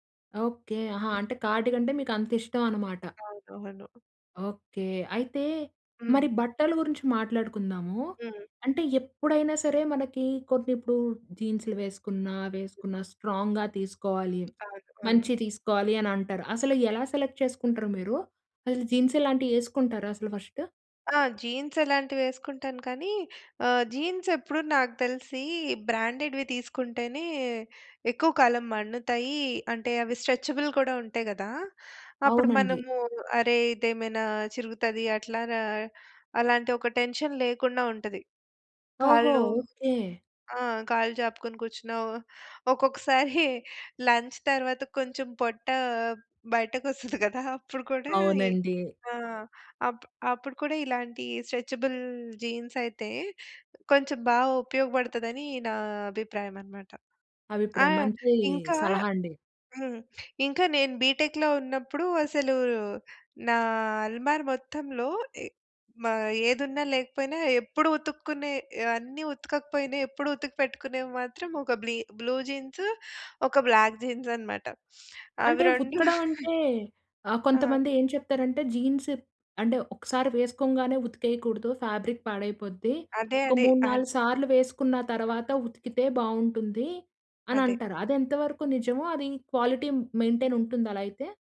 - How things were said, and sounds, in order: in English: "స్ట్రాంగ్‌గా"; in English: "సెలెక్ట్"; in English: "జీన్స్"; in English: "జీన్స్"; in English: "జీన్స్"; in English: "బ్రాండెడ్‌వి"; in English: "స్ట్రెచ్‌బుల్"; in English: "టెన్షన్"; chuckle; in English: "లంచ్"; chuckle; in English: "స్ట్రెచ్‌బుల్ జీన్స్"; in English: "బీ‌టెక్‌లో"; in English: "బ్లీ బ్లూ"; in English: "బ్లాక్ జీన్స్"; sniff; chuckle; in English: "జీన్స్"; in English: "ఫ్యాబ్రిక్"; other noise; in English: "క్వాలిటీ మెయింటైన్"
- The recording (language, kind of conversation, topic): Telugu, podcast, మీ గార్డ్రోబ్‌లో ఎప్పుడూ ఉండాల్సిన వస్తువు ఏది?